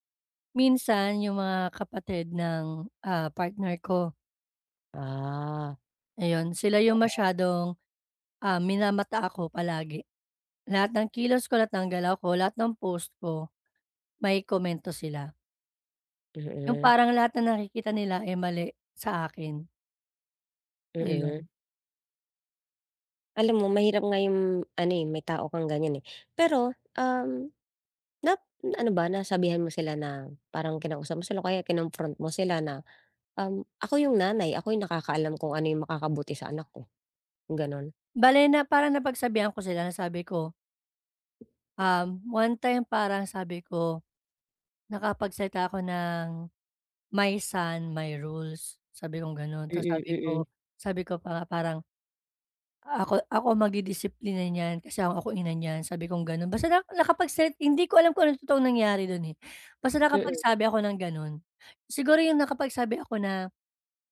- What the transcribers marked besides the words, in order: other background noise; tapping
- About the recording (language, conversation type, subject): Filipino, advice, Paano ko malalaman kung mas dapat akong magtiwala sa sarili ko o sumunod sa payo ng iba?